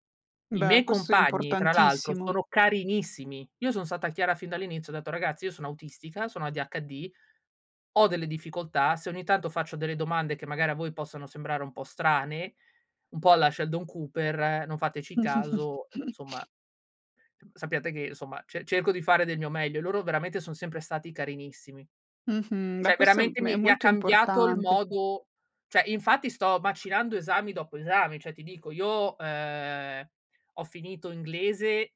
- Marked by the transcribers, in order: chuckle; "Cioè" said as "ceh"; "cioè" said as "ceh"; "Cioè" said as "ceh"
- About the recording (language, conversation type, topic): Italian, podcast, Come bilanci l’apprendimento con il lavoro quotidiano?